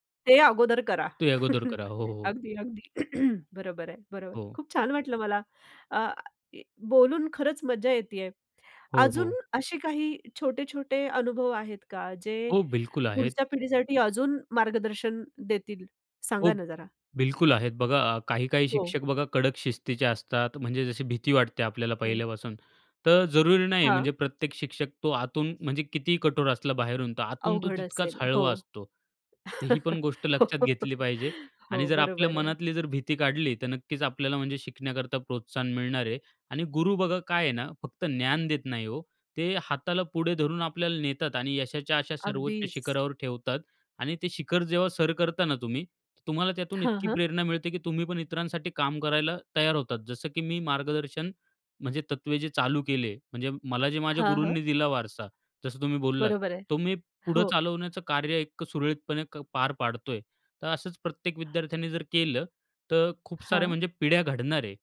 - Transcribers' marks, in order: laughing while speaking: "अगदी, अगदी"; throat clearing; in Hindi: "बिल्कुल"; in Hindi: "बिल्कुल"; in Hindi: "जरुरी"; laughing while speaking: "हो"; other background noise
- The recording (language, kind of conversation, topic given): Marathi, podcast, तुमच्या शिक्षणप्रवासात तुम्हाला सर्वाधिक घडवण्यात सर्वात मोठा वाटा कोणत्या मार्गदर्शकांचा होता?